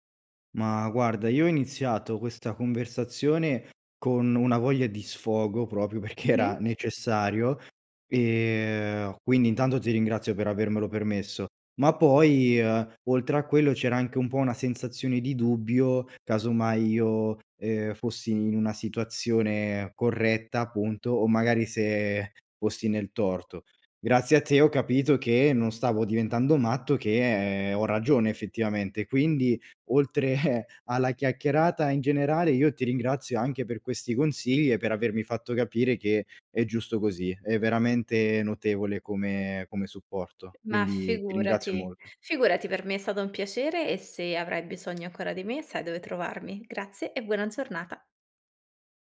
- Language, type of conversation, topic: Italian, advice, Come posso stabilire dei confini con un capo o un collega troppo esigente?
- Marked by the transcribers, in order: "proprio" said as "propio"; laughing while speaking: "perché era"; other background noise; chuckle; tapping